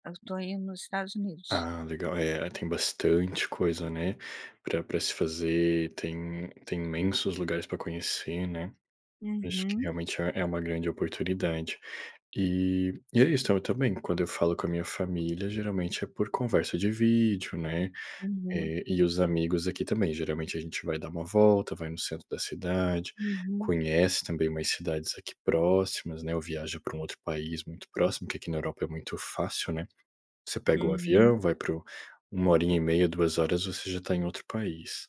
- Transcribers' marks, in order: none
- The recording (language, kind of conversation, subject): Portuguese, unstructured, Como você equilibra o seu tempo entre a família e os amigos?